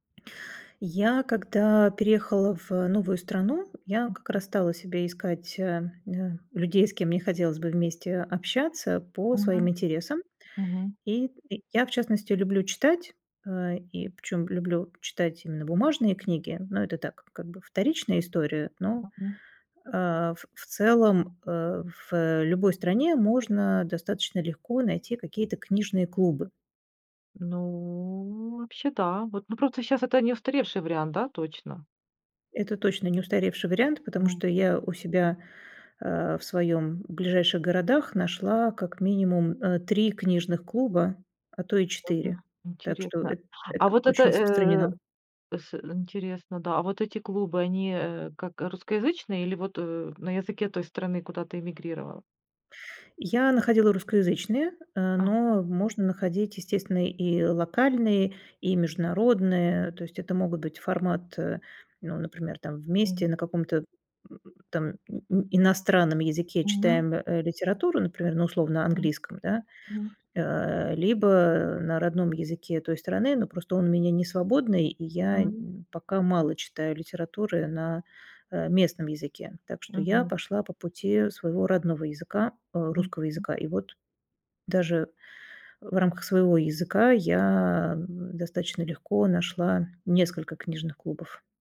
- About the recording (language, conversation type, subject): Russian, podcast, Как понять, что ты наконец нашёл своё сообщество?
- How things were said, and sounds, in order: tapping; unintelligible speech; drawn out: "Ну"; unintelligible speech